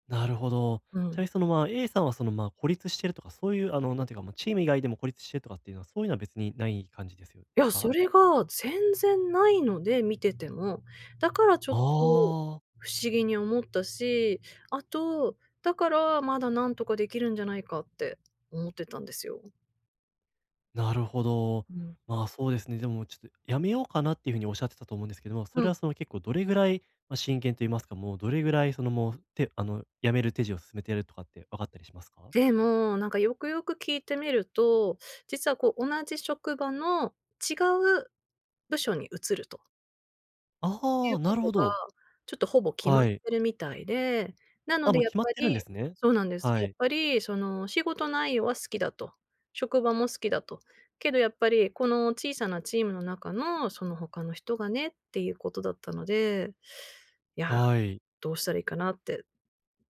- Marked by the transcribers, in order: none
- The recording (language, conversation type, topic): Japanese, advice, チームの結束を高めるにはどうすればいいですか？